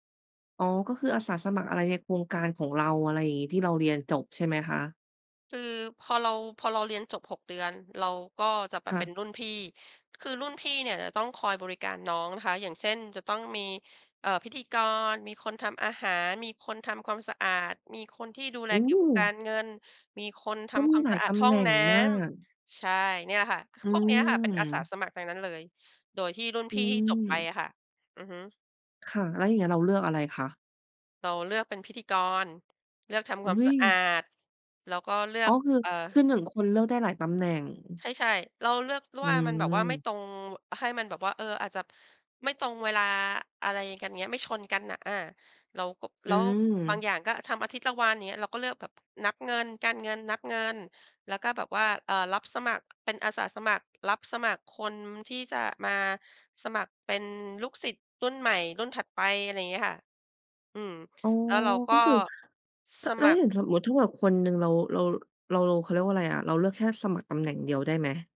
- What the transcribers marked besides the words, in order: other background noise
- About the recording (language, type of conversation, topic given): Thai, podcast, คุณช่วยเล่าเรื่องการทำงานอาสาสมัครร่วมกับผู้อื่นที่ทำให้คุณภูมิใจได้ไหม?